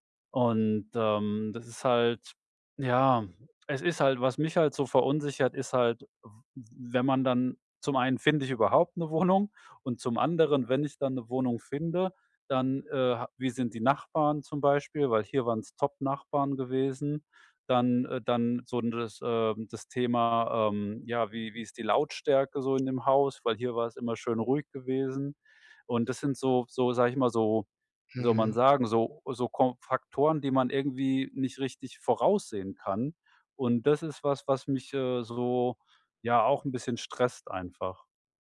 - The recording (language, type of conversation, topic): German, advice, Wie treffe ich große Entscheidungen, ohne Angst vor Veränderung und späterer Reue zu haben?
- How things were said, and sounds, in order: laughing while speaking: "Wohnung?"; tapping